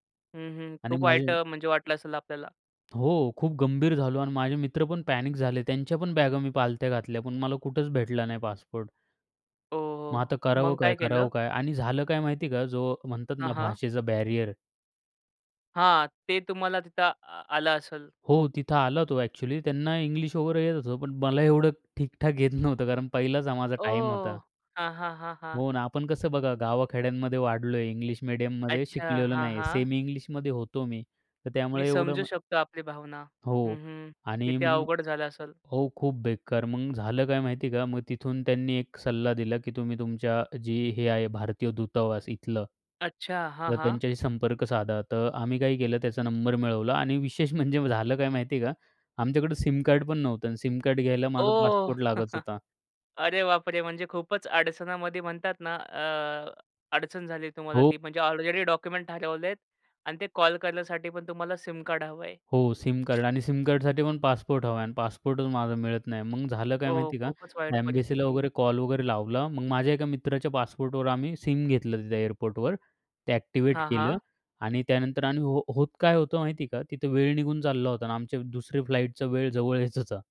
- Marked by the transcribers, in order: tapping; in English: "बॅरियर"; laughing while speaking: "एवढं"; laughing while speaking: "म्हणजे"; chuckle; laughing while speaking: "अरे बापरे!"; other background noise; in English: "एम्बेसीला"; in English: "ॲक्टिव्हेट"; laughing while speaking: "जवळ येत होता"
- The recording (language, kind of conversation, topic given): Marathi, podcast, तुमचा पासपोर्ट किंवा एखादे महत्त्वाचे कागदपत्र कधी हरवले आहे का?